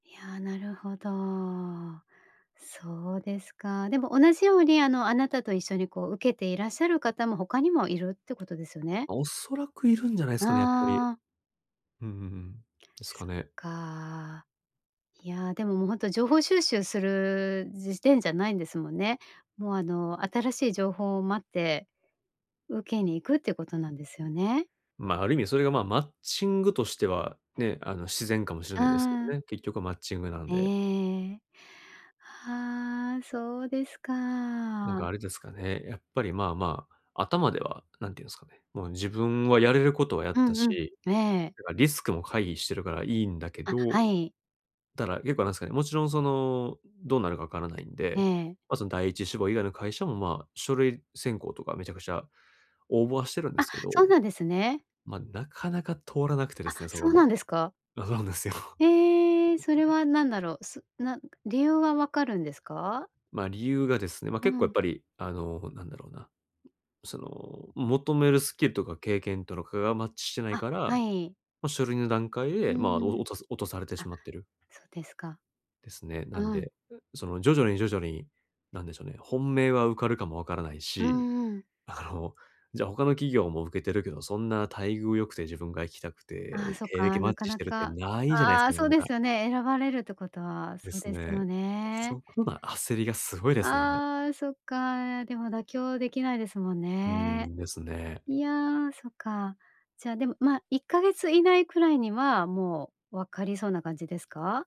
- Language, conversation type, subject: Japanese, advice, 期待と現実のギャップにどう向き合えばよいですか？
- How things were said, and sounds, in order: other background noise